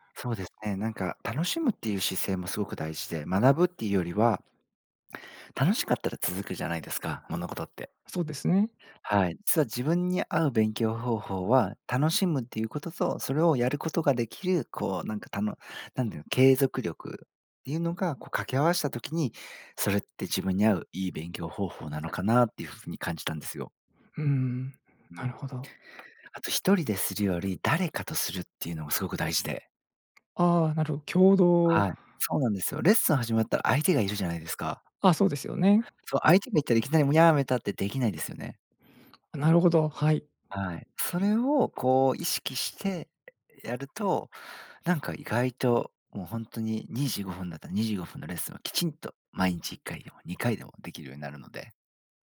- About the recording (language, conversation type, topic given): Japanese, podcast, 自分に合う勉強法はどうやって見つけましたか？
- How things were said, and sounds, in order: tapping; other noise